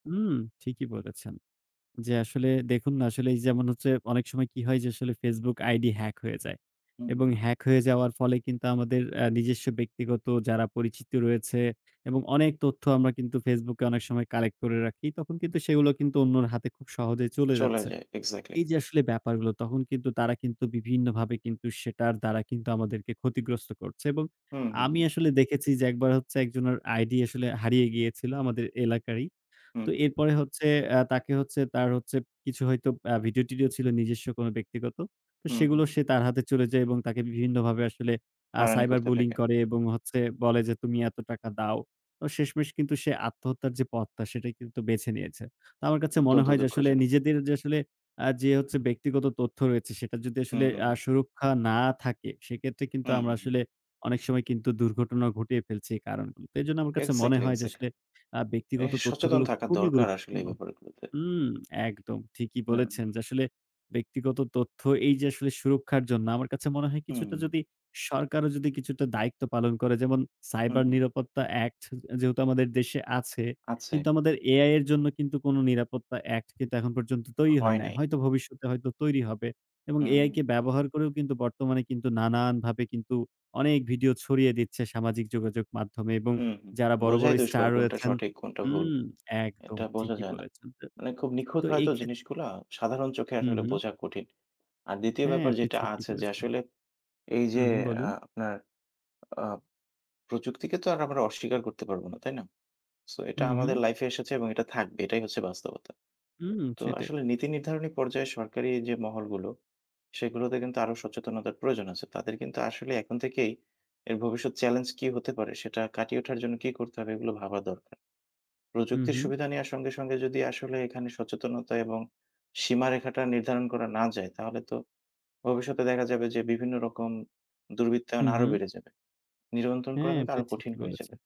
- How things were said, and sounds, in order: tapping; tsk; other background noise; "নিয়ন্ত্রণ" said as "নিরন্থন"
- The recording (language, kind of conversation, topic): Bengali, unstructured, প্রযুক্তি কীভাবে আমাদের ব্যক্তিগত জীবনে হস্তক্ষেপ বাড়াচ্ছে?